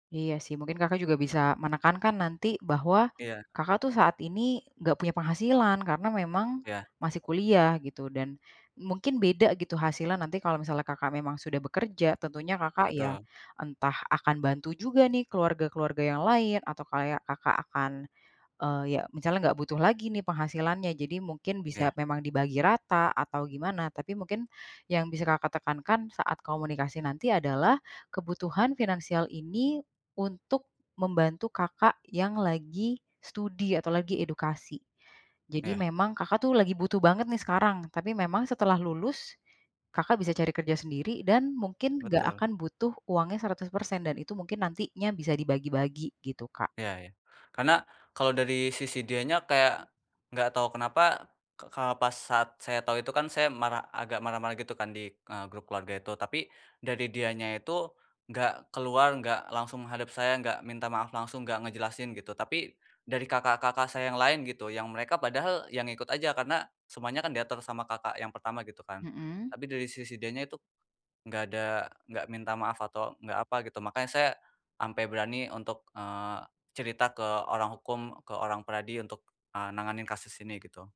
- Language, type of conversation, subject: Indonesian, advice, Bagaimana cara membangun kembali hubungan setelah konflik dan luka dengan pasangan atau teman?
- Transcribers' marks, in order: none